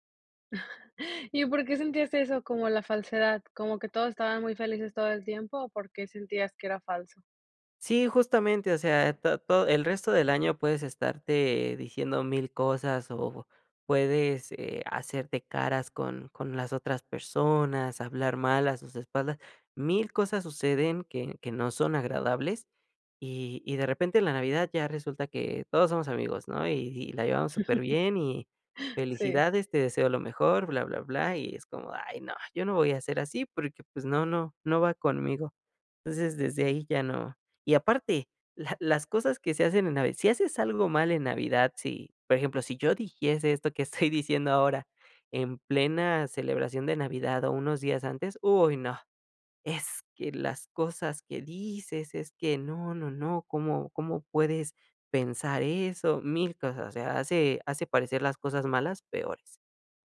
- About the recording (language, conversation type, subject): Spanish, podcast, ¿Has cambiado alguna tradición familiar con el tiempo? ¿Cómo y por qué?
- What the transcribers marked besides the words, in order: chuckle; chuckle; chuckle; laughing while speaking: "estoy"